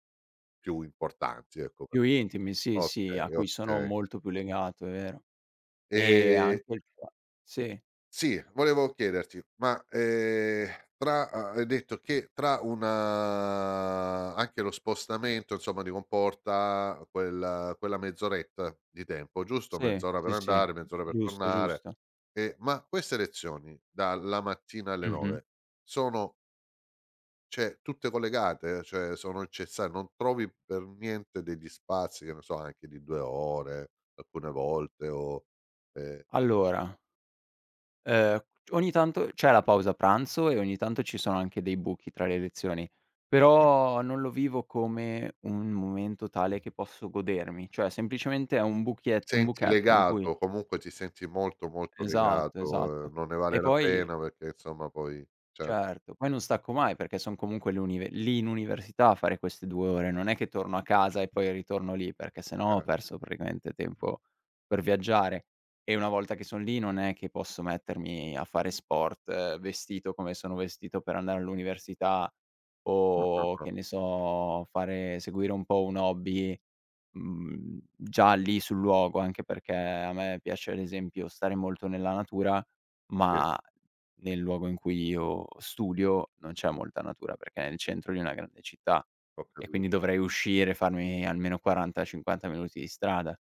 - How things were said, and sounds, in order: other background noise; drawn out: "una"; "cioè" said as "ceh"; unintelligible speech; tapping
- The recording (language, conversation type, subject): Italian, advice, Come posso trovare più tempo per amici, hobby e prendermi cura di me?